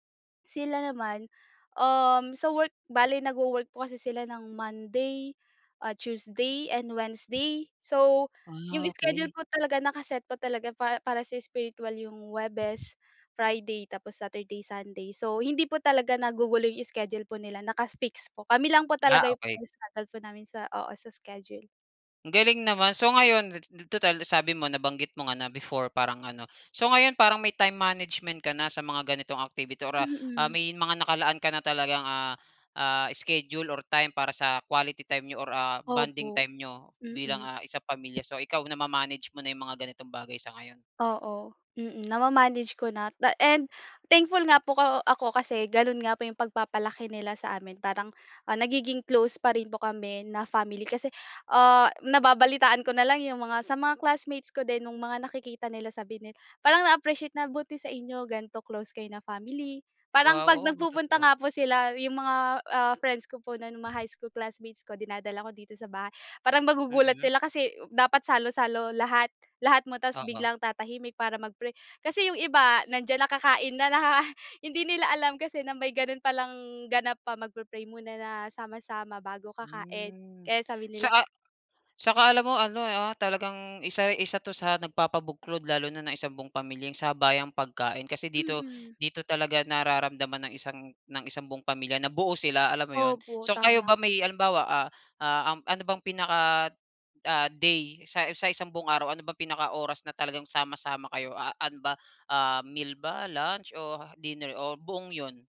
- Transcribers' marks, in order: none
- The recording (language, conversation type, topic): Filipino, podcast, Ano ang ginagawa ninyo para manatiling malapit sa isa’t isa kahit abala?